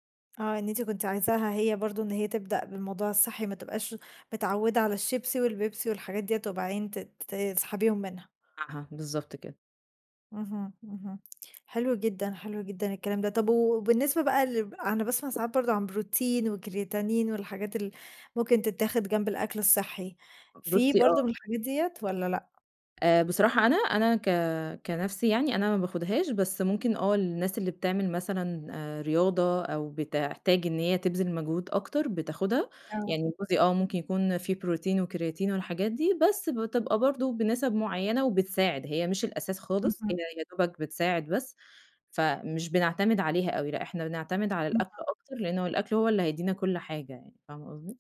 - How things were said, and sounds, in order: tapping; other noise; unintelligible speech
- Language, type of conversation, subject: Arabic, podcast, إزاي تجهّز أكل صحي بسرعة في البيت؟